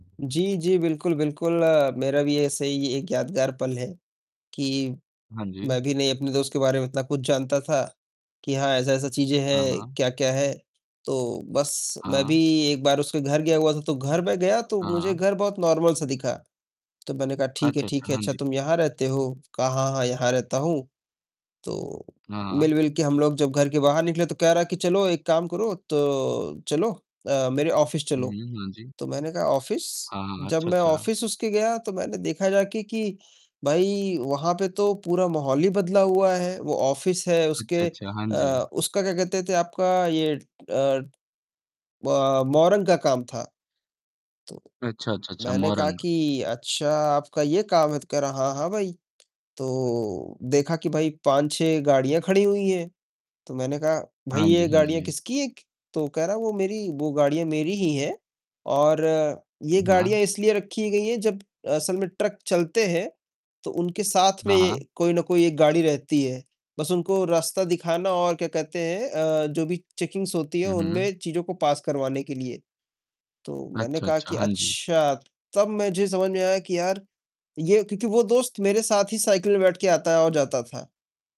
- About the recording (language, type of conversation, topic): Hindi, unstructured, दोस्तों के साथ बिताया आपका सबसे यादगार पल कौन सा था?
- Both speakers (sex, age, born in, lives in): male, 18-19, India, India; male, 20-24, India, India
- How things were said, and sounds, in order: distorted speech; static; in English: "नार्मल"; tapping; mechanical hum; in English: "ऑफिस"; in English: "ऑफिस?"; in English: "ऑफिस"; in English: "ऑफिस"; other background noise; other noise; in English: "चेकिंग्स"; in English: "पास"